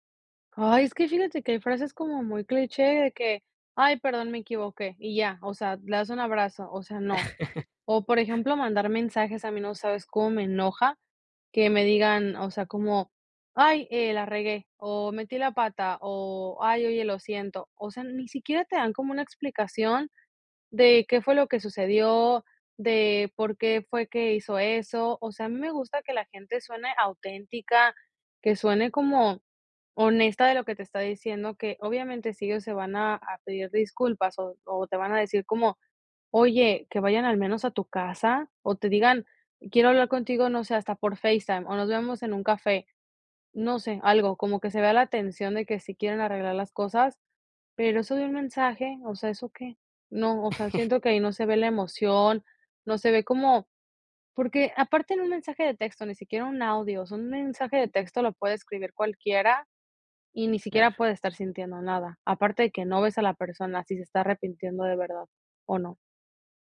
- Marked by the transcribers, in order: chuckle; other background noise; chuckle
- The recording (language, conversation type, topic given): Spanish, podcast, ¿Cómo pides disculpas cuando metes la pata?